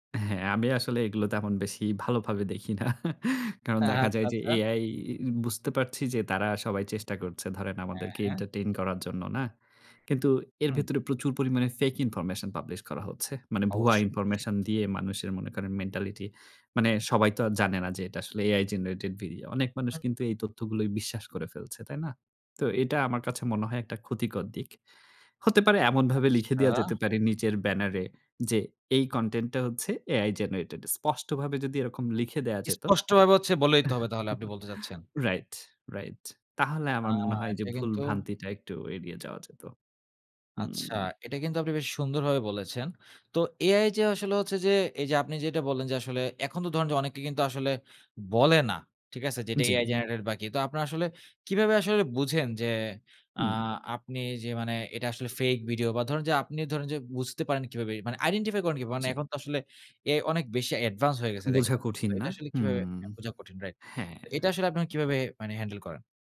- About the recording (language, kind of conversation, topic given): Bengali, podcast, সামাজিক মাধ্যম ব্যবহার করতে গিয়ে মনোযোগ নষ্ট হওয়া থেকে নিজেকে কীভাবে সামলান?
- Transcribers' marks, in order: scoff; in English: "এন্টারটেইন"; in English: "ফেক ইনফরমেশন পাবলিশ"; in English: "মেন্টালিটি"; chuckle; in English: "আইডেন্টিফাই"; in English: "অ্যাডভান্স"; in English: "হ্যান্ডেল"